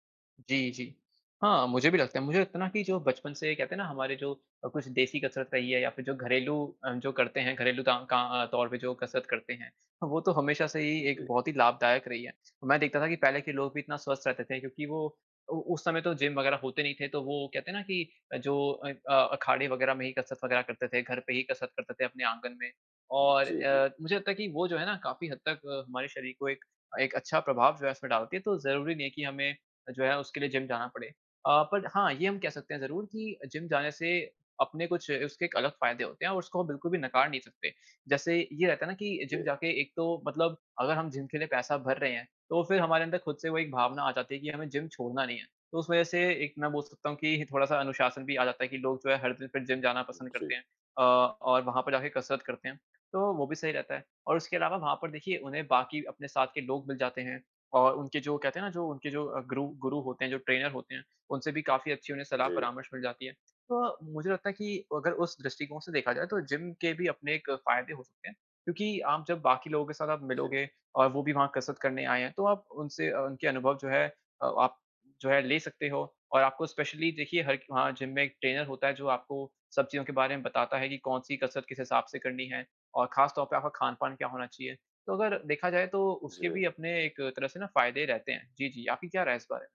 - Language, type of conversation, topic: Hindi, unstructured, क्या जिम जाना सच में ज़रूरी है?
- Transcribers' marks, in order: in English: "ट्रेनर"; in English: "स्पेशली"; in English: "ट्रेनर"